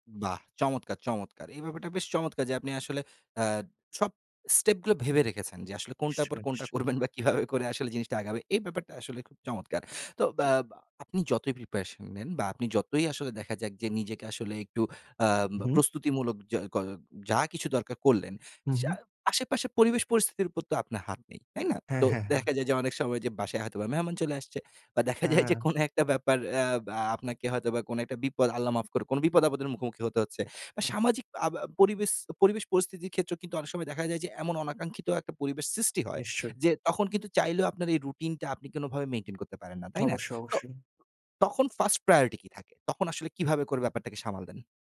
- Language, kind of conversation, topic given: Bengali, podcast, অনিচ্ছা থাকলেও রুটিন বজায় রাখতে তোমার কৌশল কী?
- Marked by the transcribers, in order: laughing while speaking: "বা দেখা যায় যে কোনো একটা ব্যাপার"; "পরিবেশ" said as "পরিবেস"